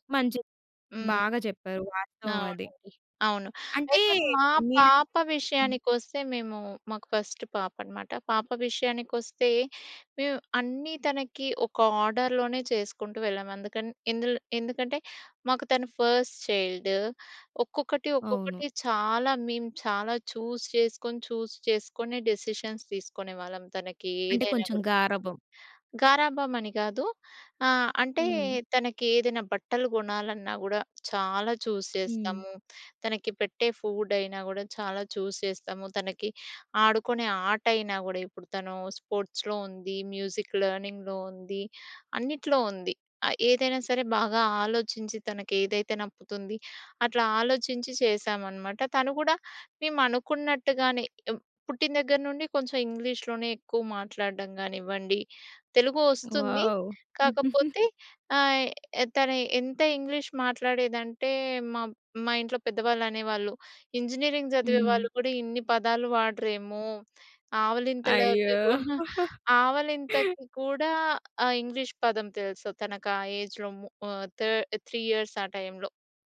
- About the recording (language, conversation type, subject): Telugu, podcast, చిన్న పిల్లల కోసం డిజిటల్ నియమాలను మీరు ఎలా అమలు చేస్తారు?
- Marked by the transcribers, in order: in English: "ఫస్ట్"; in English: "ఆర్డర్‌లోనే"; in English: "ఫస్ట్ చైల్డ్"; in English: "చూజ్"; in English: "డిసిషన్‌స్"; in English: "చూజ్"; in English: "ఫుడ్"; in English: "చూజ్"; in English: "స్పోర్ట్‌స్‌లో"; in English: "మ్యూజిక్ లెర్నింగ్‌లో"; in English: "వావ్!"; chuckle; in English: "ఇంగ్లీష్"; in English: "ఇంజనీరింగ్"; laughing while speaking: "అయ్యో!"; in English: "ఏజ్‌లో"; in English: "థర్డ్ త్రీ ఇయర్‌స్"